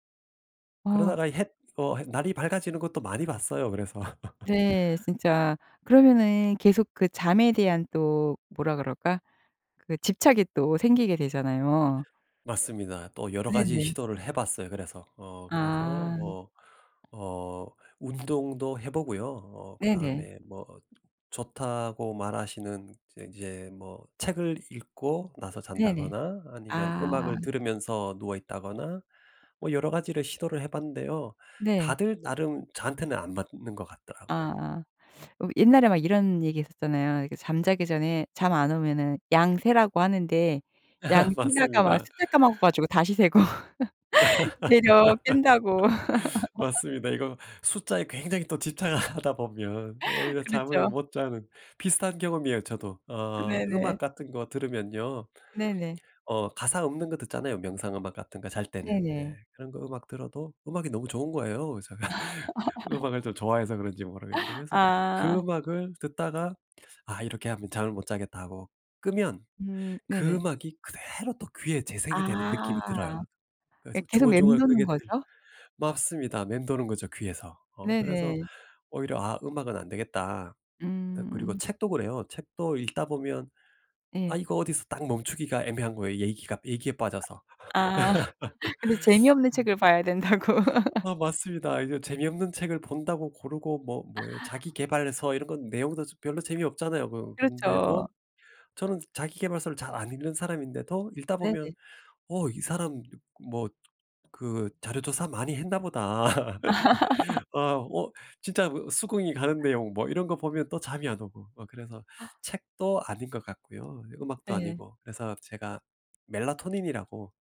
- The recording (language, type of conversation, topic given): Korean, podcast, 수면 리듬을 회복하려면 어떻게 해야 하나요?
- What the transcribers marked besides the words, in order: tapping; laugh; other background noise; laugh; laugh; laughing while speaking: "세고"; laugh; laughing while speaking: "하다"; laughing while speaking: "그래서"; laugh; laugh; laughing while speaking: "된다고"; inhale; unintelligible speech; laugh; gasp